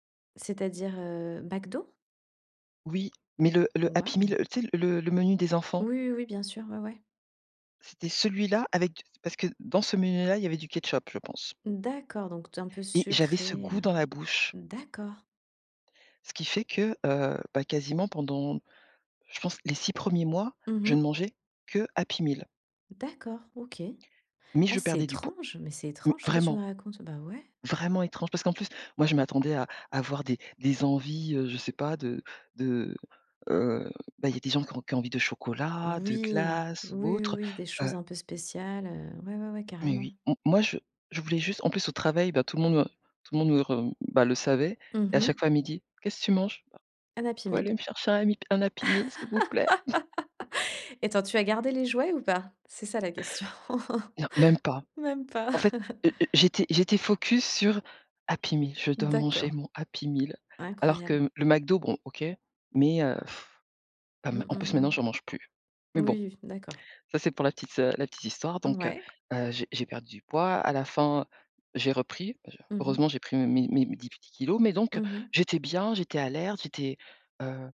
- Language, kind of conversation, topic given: French, podcast, Peux-tu raconter un moment calme où tu t’es enfin senti adulte ?
- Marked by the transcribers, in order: alarm; other background noise; laugh; chuckle; laughing while speaking: "question"; laugh; sigh; "kilogrammes" said as "kilo"